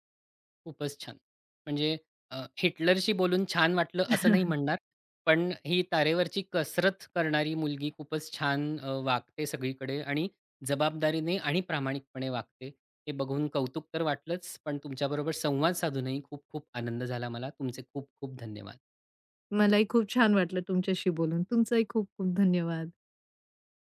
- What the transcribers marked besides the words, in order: other background noise; chuckle
- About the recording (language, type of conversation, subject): Marathi, podcast, घरी आणि बाहेर वेगळी ओळख असल्यास ती तुम्ही कशी सांभाळता?